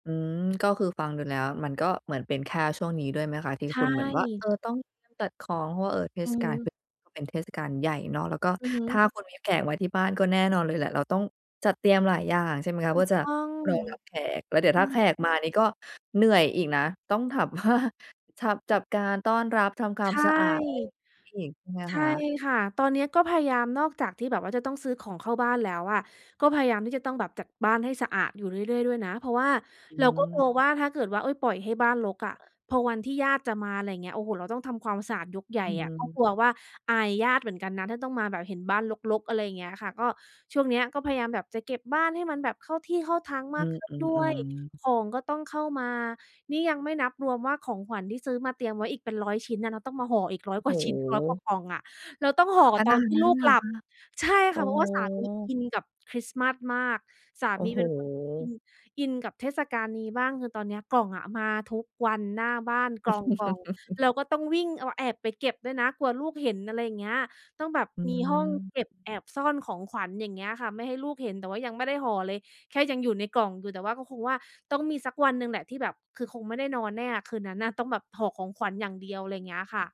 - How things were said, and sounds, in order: laughing while speaking: "ว่า"; chuckle
- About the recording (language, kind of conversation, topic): Thai, advice, จะรักษาระดับพลังงานให้คงที่ตลอดทั้งวันได้อย่างไรเมื่อมีงานและความรับผิดชอบมาก?